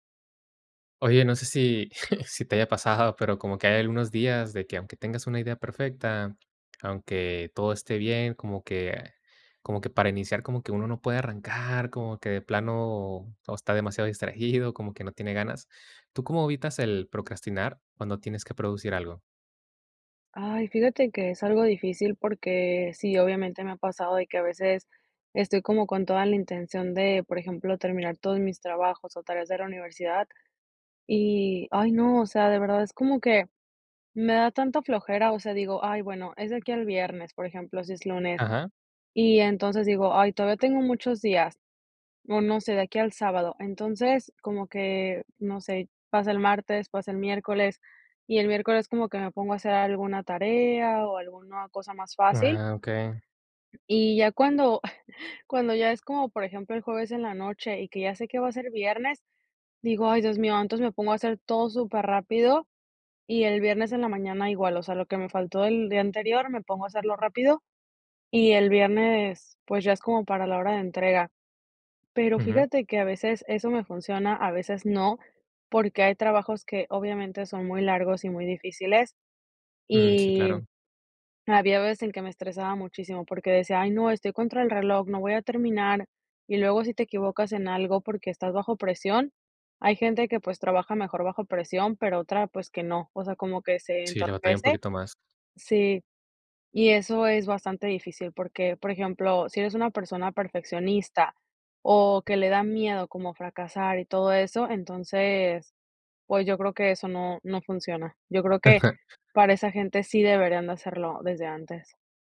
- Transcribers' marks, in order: chuckle; other background noise; chuckle; tapping; other noise
- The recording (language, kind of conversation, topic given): Spanish, podcast, ¿Cómo evitas procrastinar cuando tienes que producir?